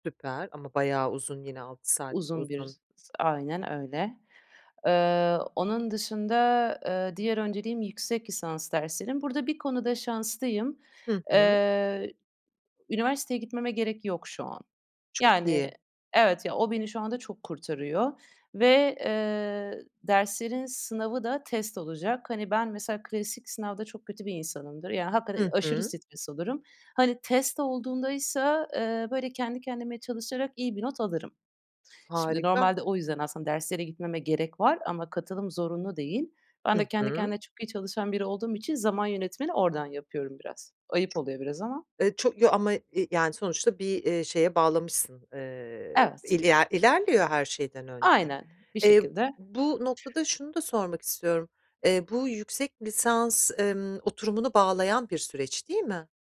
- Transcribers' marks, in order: other background noise
- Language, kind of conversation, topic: Turkish, advice, Bir karar verdikten sonra kendimi tamamen adamakta zorlanıyorsam ne yapabilirim?